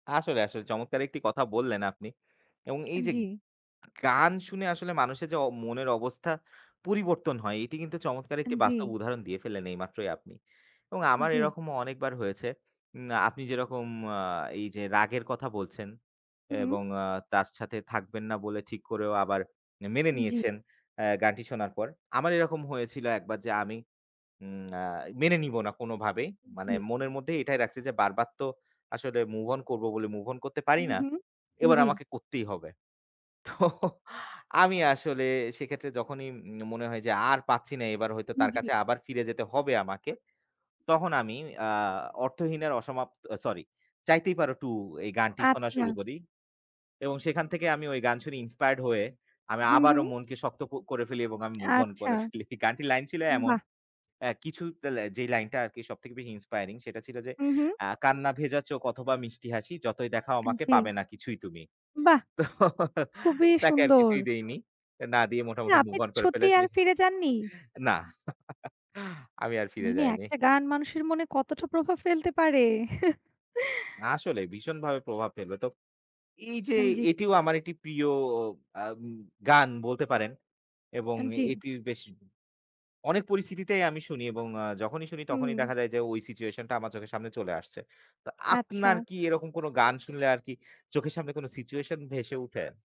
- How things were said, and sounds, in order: scoff; horn; in English: "inspired"; laughing while speaking: "করে ফেলি"; in English: "inspiring"; laughing while speaking: "তো তাকে আর কিছুই দেইনি … আর ফিরে যাইনি"; chuckle; chuckle
- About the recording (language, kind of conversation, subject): Bengali, unstructured, তোমার প্রিয় গান বা সঙ্গীত কোনটি, আর কেন?